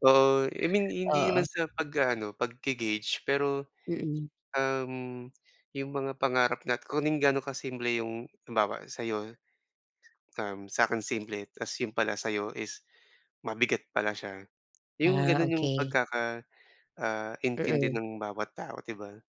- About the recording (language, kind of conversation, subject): Filipino, advice, Paano ko matatanggap ang mga pangarap at inaasahang hindi natupad sa buhay?
- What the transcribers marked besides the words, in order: none